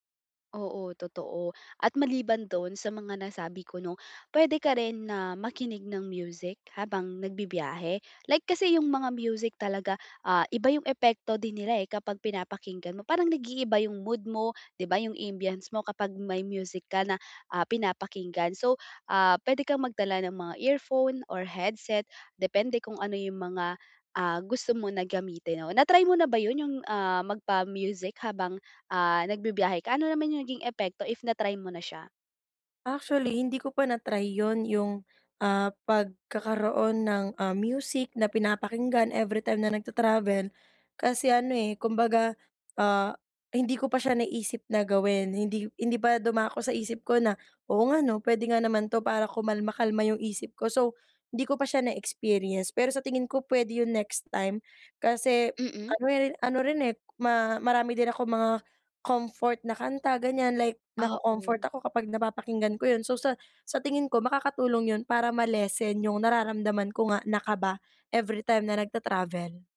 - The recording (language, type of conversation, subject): Filipino, advice, Paano ko mababawasan ang kaba at takot ko kapag nagbibiyahe?
- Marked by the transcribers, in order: tapping